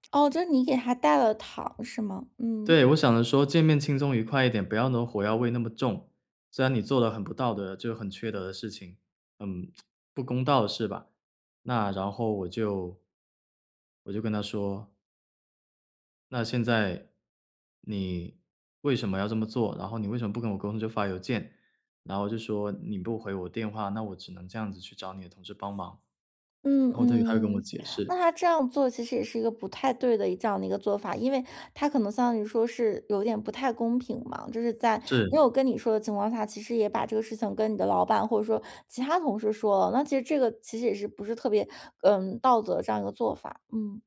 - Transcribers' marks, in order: other background noise; tsk
- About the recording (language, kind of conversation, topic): Chinese, podcast, 团队里出现分歧时你会怎么处理？